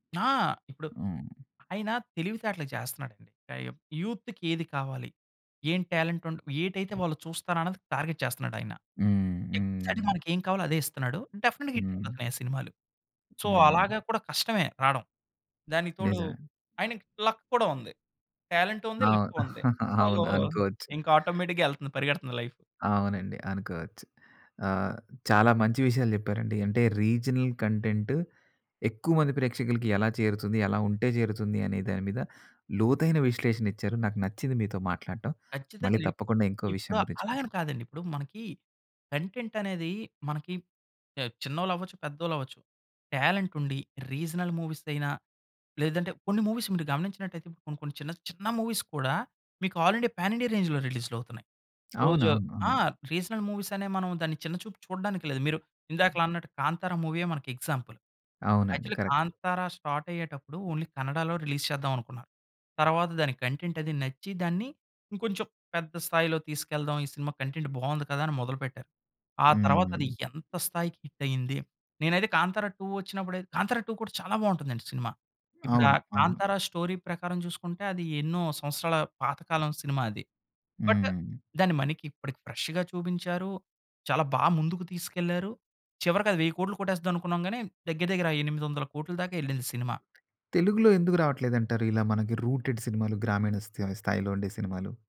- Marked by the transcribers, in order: in English: "యూత్‌కి"; in English: "టాలెంట్"; in English: "టార్గెట్"; in English: "ఎక్సాక్ట్‌గా"; in English: "డెఫినిట్‌గా"; other background noise; in English: "సో"; in English: "లక్"; chuckle; in English: "సో"; in English: "ఆటోమేటిక్‌గా"; in English: "రీజనల్ కంటెంట్"; unintelligible speech; in English: "కంటెంట్"; in English: "టాలెంట్"; in English: "రీజనల్"; in English: "మూవీస్"; in English: "మూవీస్"; in English: "ఆల్రెడీ పాన్"; in English: "రేంజ్‌లో"; lip smack; in English: "రీజనల్ మూవీస్"; other noise; in English: "ఎగ్జాంపుల్. యాక్చువలి"; in English: "కరెక్ట్"; in English: "స్టార్ట్"; in English: "ఓన్లీ"; in English: "రిలీజ్"; in English: "కంటెంట్"; in English: "కంటెంట్"; in English: "హిట్"; in English: "స్టోరీ"; in English: "బట్"; in English: "ఫ్రెష్‌గా"; in English: "రూటెడ్"
- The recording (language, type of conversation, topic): Telugu, podcast, రోజువారీ ప్రాంతీయ కంటెంట్ పెద్ద ప్రేక్షకులను ఎలా ఆకట్టుకుంటుంది?